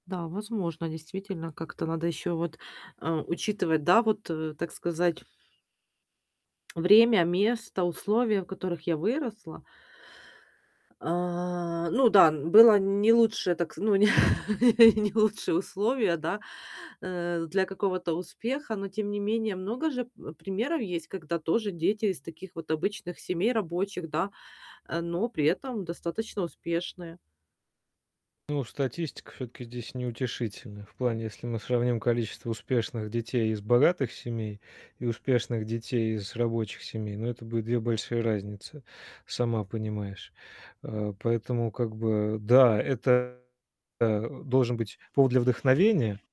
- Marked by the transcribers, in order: other background noise; tapping; drawn out: "А"; chuckle; distorted speech
- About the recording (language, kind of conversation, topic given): Russian, advice, Как перестать сравнивать себя с успехами других людей?